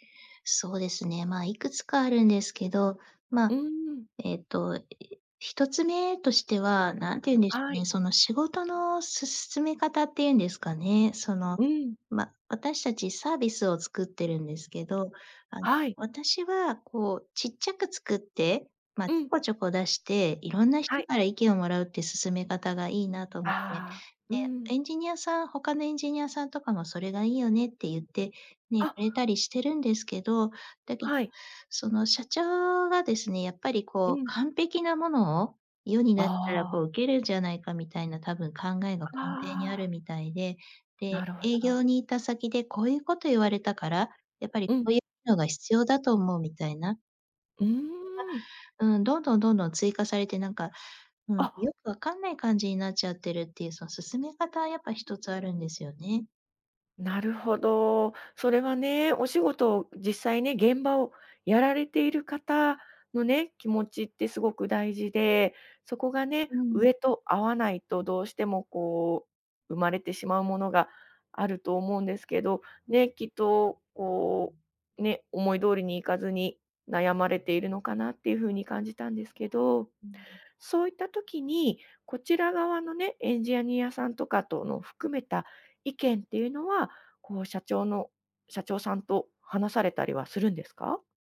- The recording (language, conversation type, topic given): Japanese, advice, 退職すべきか続けるべきか決められず悩んでいる
- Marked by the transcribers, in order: other noise; "エンジニア" said as "エンジアニア"